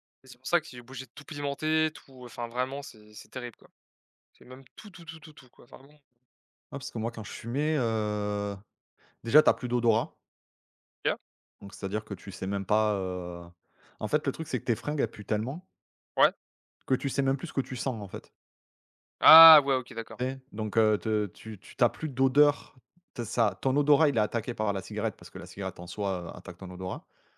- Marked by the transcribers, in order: none
- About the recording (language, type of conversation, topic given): French, unstructured, As-tu déjà goûté un plat très épicé, et comment était-ce ?